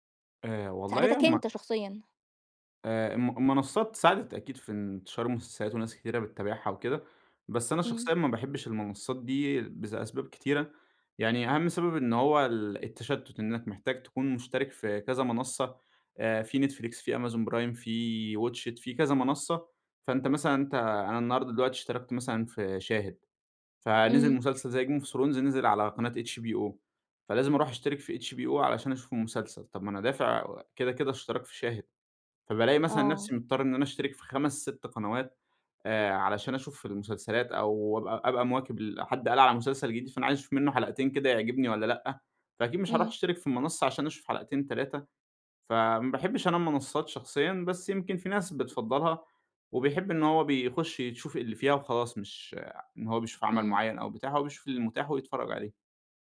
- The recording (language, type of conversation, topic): Arabic, podcast, ليه بعض المسلسلات بتشدّ الناس ومبتخرجش من بالهم؟
- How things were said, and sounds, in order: in English: "game of thrones"